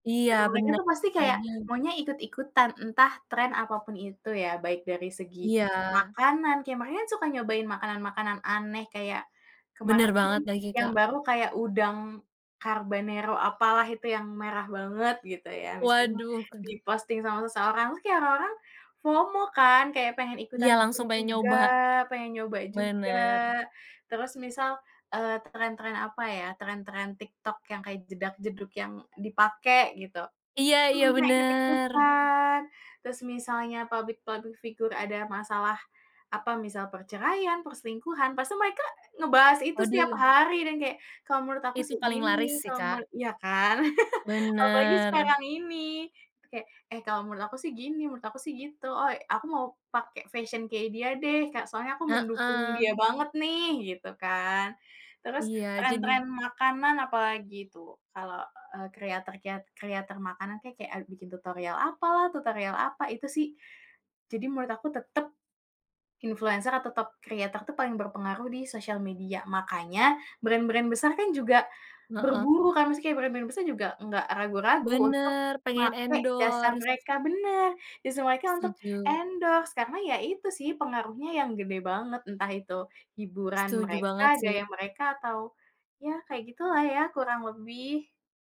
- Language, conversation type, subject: Indonesian, podcast, Menurutmu, bagaimana pengaruh media sosial terhadap gayamu?
- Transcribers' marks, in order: laugh; drawn out: "Bener"; in English: "brand-brand"; tapping; in English: "brand-brand"; in English: "endorse"; in English: "endorse"